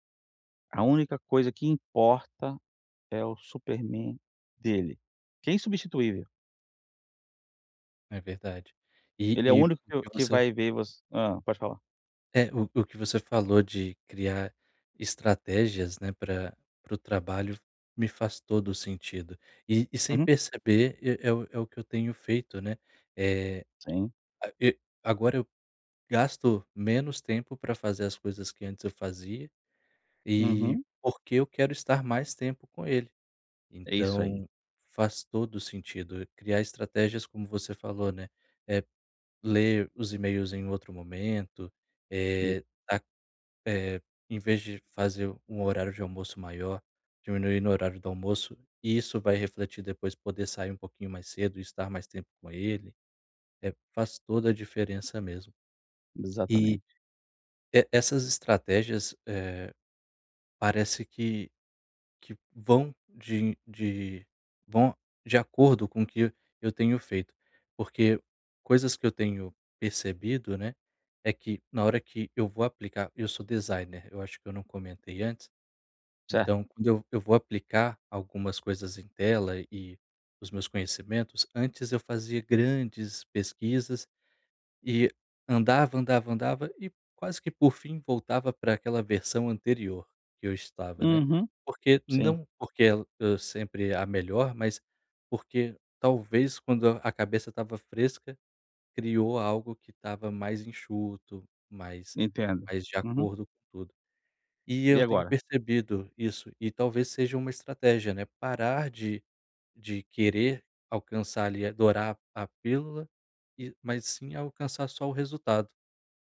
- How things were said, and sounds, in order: none
- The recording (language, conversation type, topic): Portuguese, advice, Como posso evitar interrupções durante o trabalho?